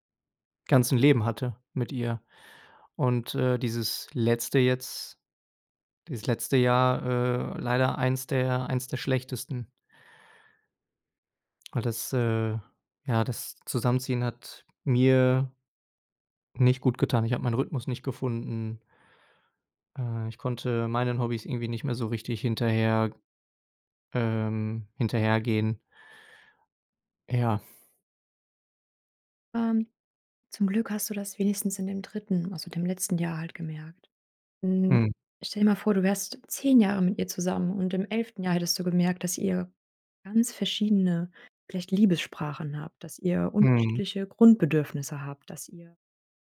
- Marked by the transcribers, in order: none
- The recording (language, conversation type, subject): German, advice, Wie möchtest du die gemeinsame Wohnung nach der Trennung regeln und den Auszug organisieren?
- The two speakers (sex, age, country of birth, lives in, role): female, 30-34, Ukraine, Germany, advisor; male, 30-34, Germany, Germany, user